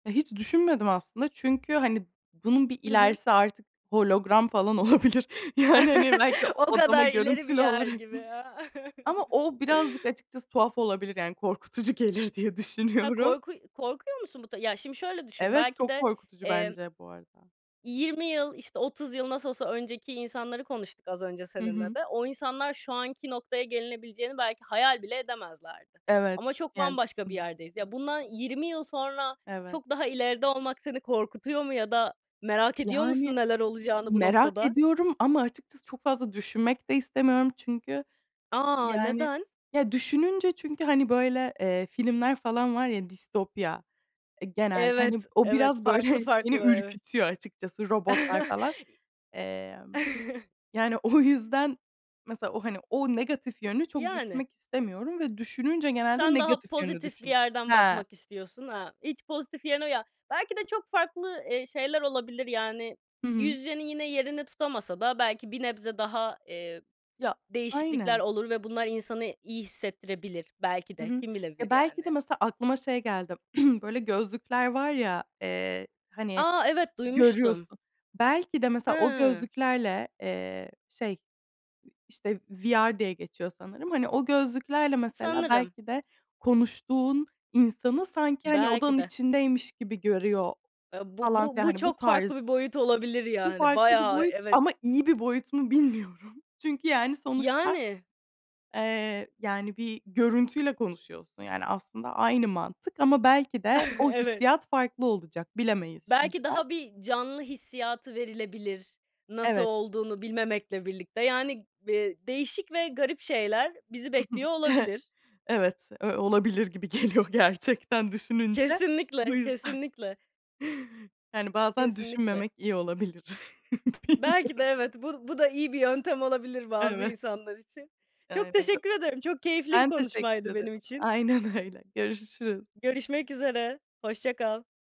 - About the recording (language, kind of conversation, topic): Turkish, podcast, Telefonla mı yoksa yüz yüze mi konuşmayı tercih edersin, neden?
- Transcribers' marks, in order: tapping; laughing while speaking: "olabilir"; chuckle; laughing while speaking: "O kadar ileri bir yer gibi ya"; other background noise; laughing while speaking: "gelir diye düşünüyorum"; chuckle; unintelligible speech; throat clearing; giggle; chuckle; laughing while speaking: "geliyor"; chuckle; laughing while speaking: "Bilmiyorum"